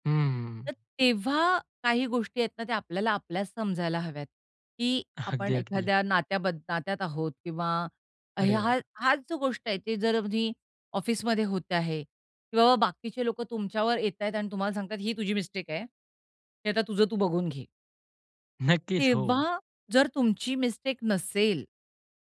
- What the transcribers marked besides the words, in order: chuckle
- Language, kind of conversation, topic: Marathi, podcast, ठाम राहूनही सुसंवादी संवाद तुम्ही कसा साधता?